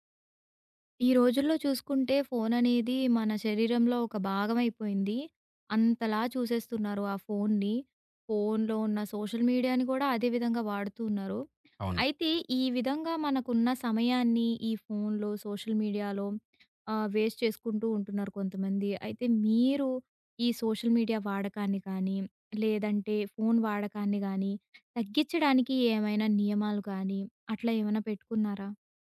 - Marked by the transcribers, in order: other background noise; in English: "సోషల్ మీడియాని"; in English: "సోషల్ మీడియాలో"; tapping; in English: "వేస్ట్"; in English: "సోషల్ మీడియా"
- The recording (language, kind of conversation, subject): Telugu, podcast, స్మార్ట్‌ఫోన్‌లో మరియు సోషల్ మీడియాలో గడిపే సమయాన్ని నియంత్రించడానికి మీకు సరళమైన మార్గం ఏది?